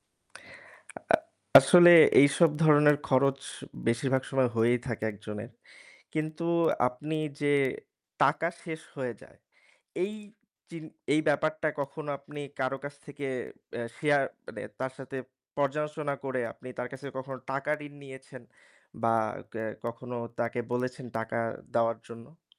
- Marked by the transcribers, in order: other background noise; distorted speech
- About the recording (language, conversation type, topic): Bengali, advice, মাসের শেষে আপনার টাকাপয়সা কেন শেষ হয়ে যায়?